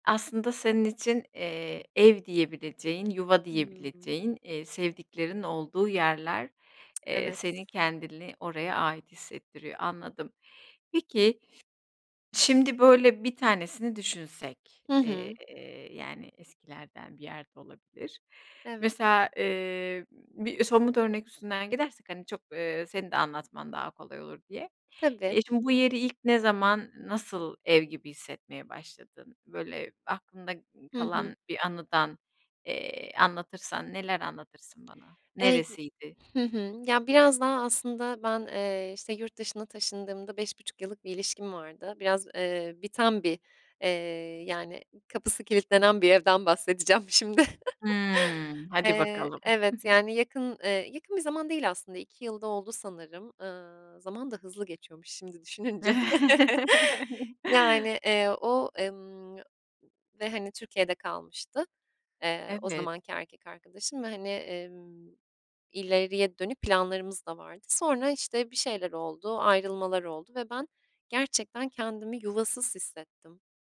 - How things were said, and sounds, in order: tsk; other background noise; drawn out: "Hımm"; laughing while speaking: "şimdi"; laugh; chuckle; chuckle; chuckle
- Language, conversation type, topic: Turkish, podcast, Kendini en çok ait hissettiğin yeri anlatır mısın?